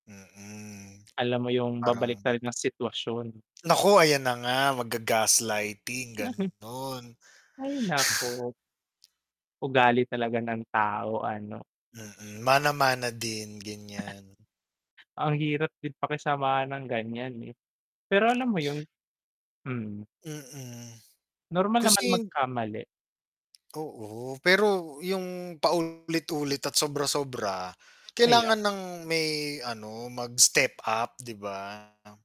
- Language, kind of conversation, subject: Filipino, unstructured, Paano mo ipinaliliwanag sa iba na mali ang kanilang ginagawa?
- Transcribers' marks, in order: chuckle; distorted speech; static; tapping